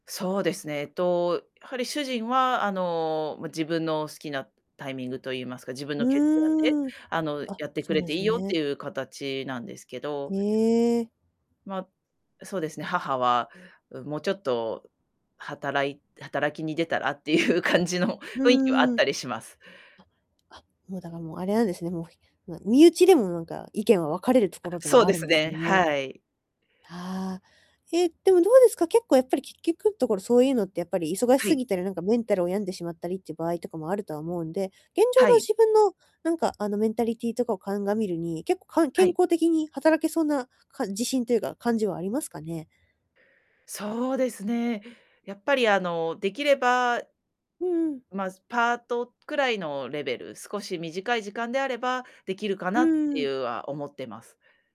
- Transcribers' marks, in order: distorted speech; other background noise; laughing while speaking: "っていう感じの"; static; in English: "メンタリティ"
- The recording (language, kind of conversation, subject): Japanese, advice, 今できる小さな次の一歩をどうやって決めればよいですか？